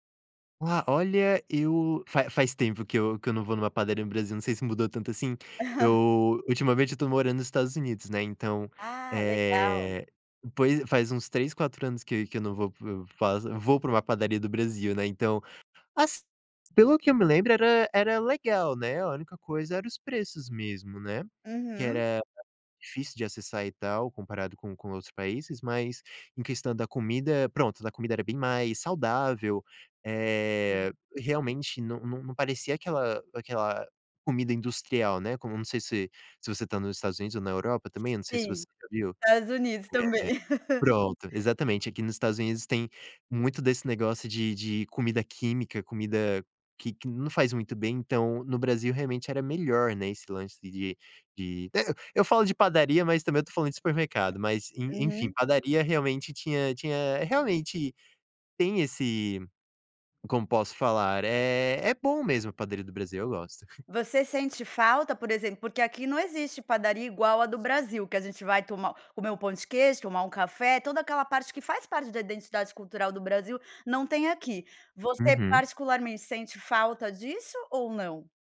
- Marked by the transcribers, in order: chuckle; laugh; giggle; other background noise
- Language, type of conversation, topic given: Portuguese, podcast, Como os jovens podem fortalecer a identidade cultural?